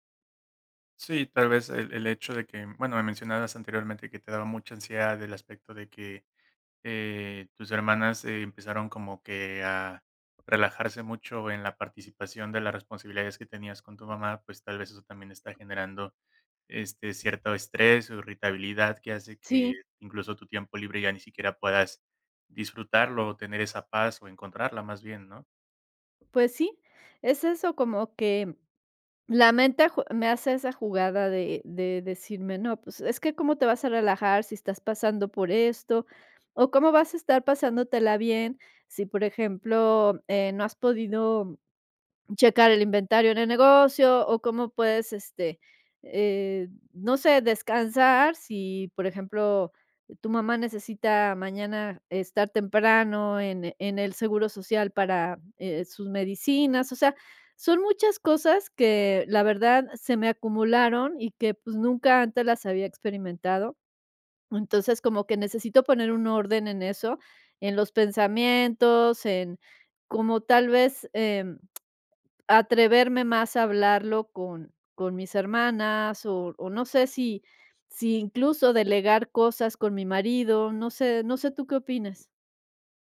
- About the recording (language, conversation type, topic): Spanish, advice, ¿Cómo puedo manejar sentirme abrumado por muchas responsabilidades y no saber por dónde empezar?
- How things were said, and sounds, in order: tapping